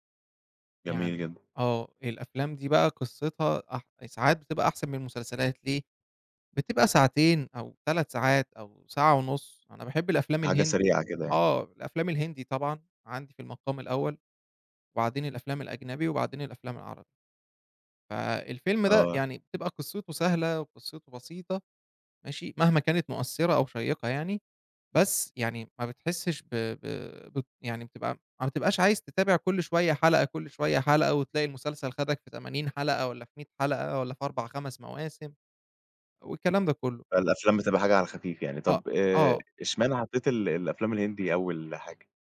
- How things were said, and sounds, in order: none
- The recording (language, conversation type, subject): Arabic, podcast, احكيلي عن هوايتك المفضلة وإزاي بدأت فيها؟